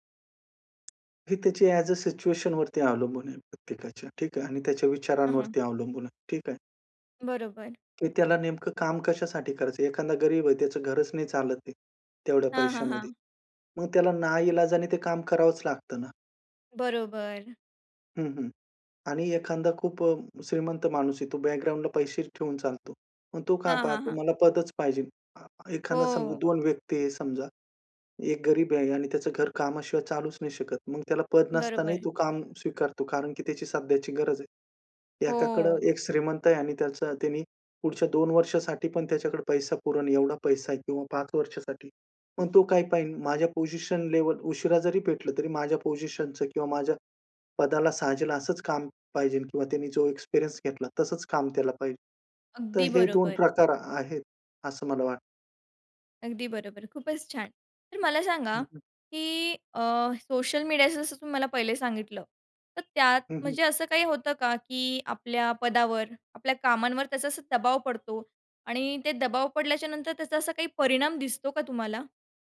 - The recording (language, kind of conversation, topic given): Marathi, podcast, मोठ्या पदापेक्षा कामात समाधान का महत्त्वाचं आहे?
- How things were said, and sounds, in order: tapping; in English: "ॲज अ सिच्युएशनवरती"; "पुरेल" said as "पुरंल"; other background noise; horn